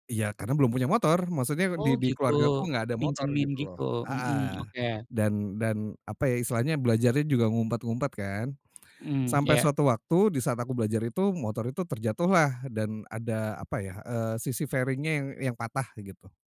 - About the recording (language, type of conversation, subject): Indonesian, podcast, Apa kebiasaan kecil yang membuat rumah terasa hangat?
- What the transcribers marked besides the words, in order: in English: "fairing-nya"